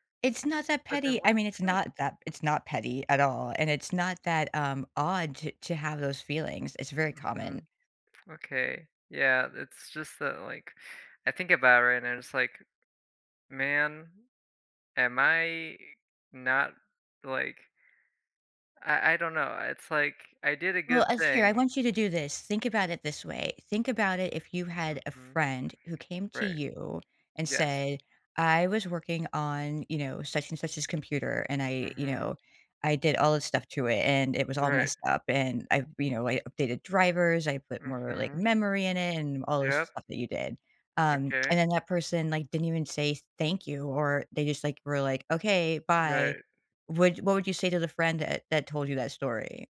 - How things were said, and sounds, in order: unintelligible speech
- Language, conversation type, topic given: English, advice, How can I express my feelings when I feel unappreciated after helping someone?